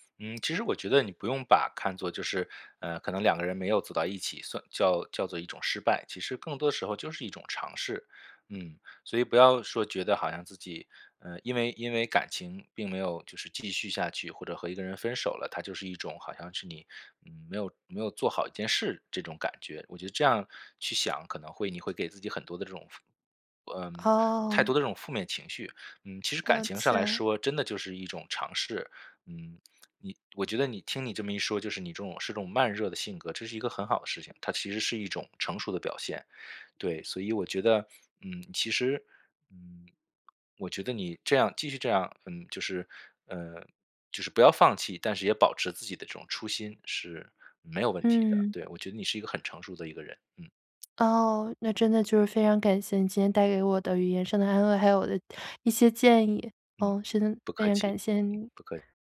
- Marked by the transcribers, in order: tapping
- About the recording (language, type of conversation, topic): Chinese, advice, 我害怕再次受傷，該怎麼勇敢開始新的戀情？